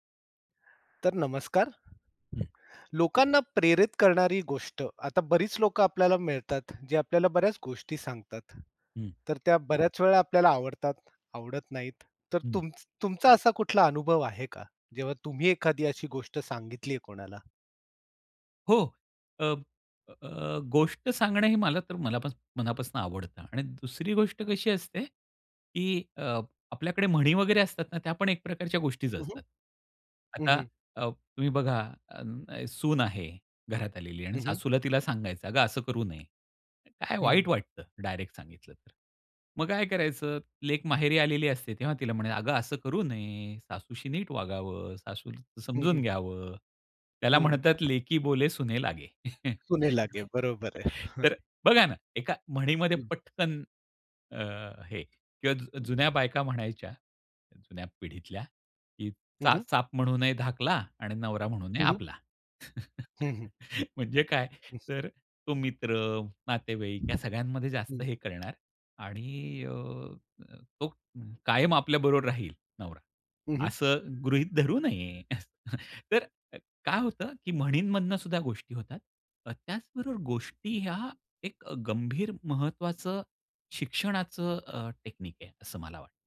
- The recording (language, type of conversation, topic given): Marathi, podcast, लोकांना प्रेरणा देणारी कथा तुम्ही कशी सांगता?
- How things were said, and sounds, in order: other background noise; horn; laughing while speaking: "हां"; chuckle; chuckle; tapping; chuckle; in English: "टेक्निक"